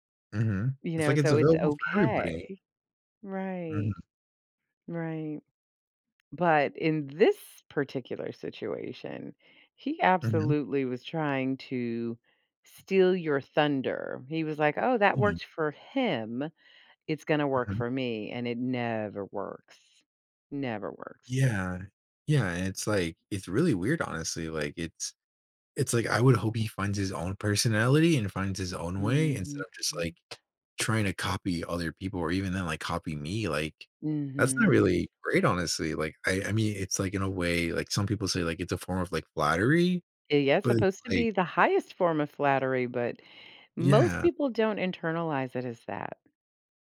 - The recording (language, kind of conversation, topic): English, advice, How can I apologize sincerely?
- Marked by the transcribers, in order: other background noise; drawn out: "Mhm"